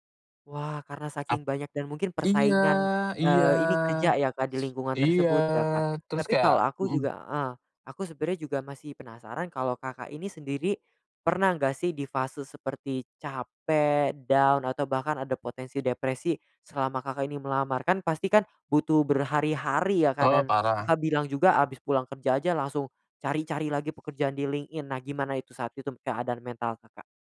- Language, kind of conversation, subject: Indonesian, podcast, Bagaimana kamu menerima kenyataan bahwa keputusan yang kamu ambil ternyata salah?
- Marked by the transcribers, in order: in English: "down"